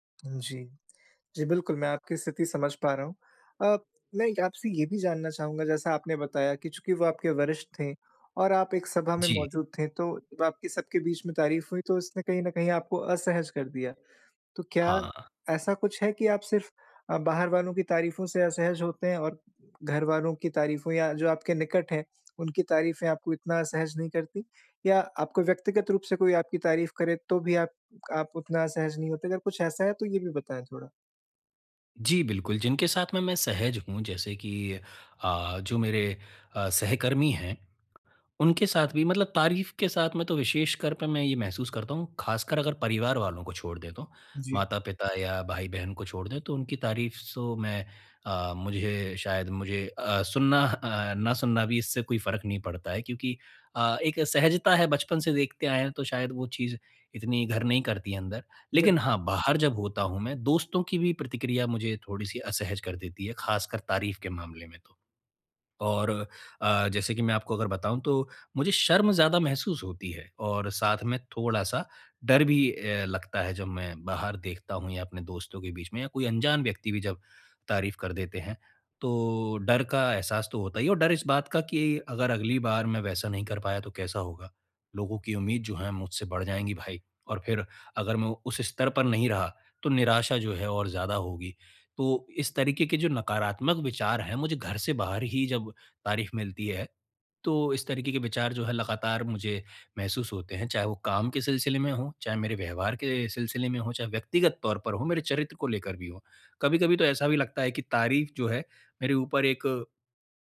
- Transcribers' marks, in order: tapping; unintelligible speech
- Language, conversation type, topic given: Hindi, advice, तारीफ मिलने पर असहजता कैसे दूर करें?